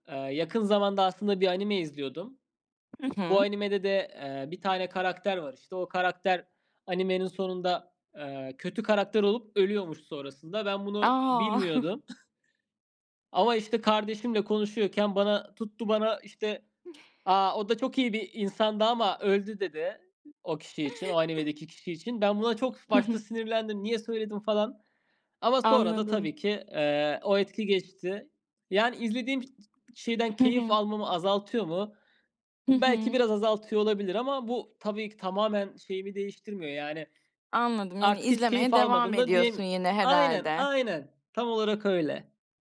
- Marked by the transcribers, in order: background speech; chuckle; other noise; other background noise; chuckle
- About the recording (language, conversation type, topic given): Turkish, podcast, Spoiler alınca genelde nasıl tepki verirsin, paylaşılmasından rahatsız olur musun?